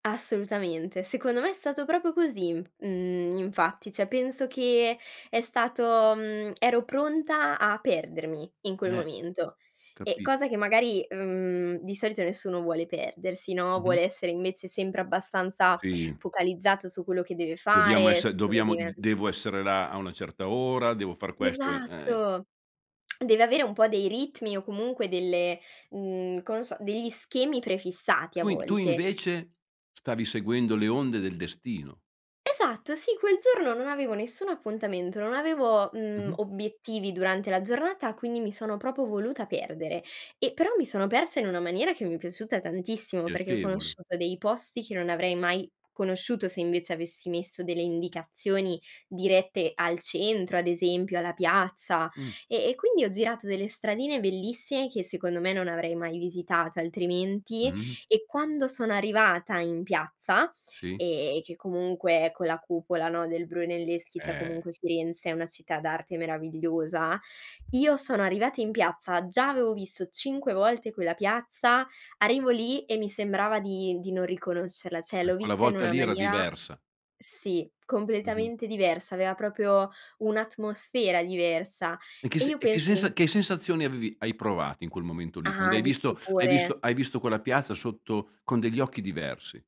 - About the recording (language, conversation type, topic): Italian, podcast, Qual è un viaggio che ti ha insegnato qualcosa di importante?
- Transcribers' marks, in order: "proprio" said as "propio"; tapping; "proprio" said as "propo"; "bellissime" said as "bellissie"; "cioè" said as "ceh"; "aveva" said as "avea"; "proprio" said as "propio"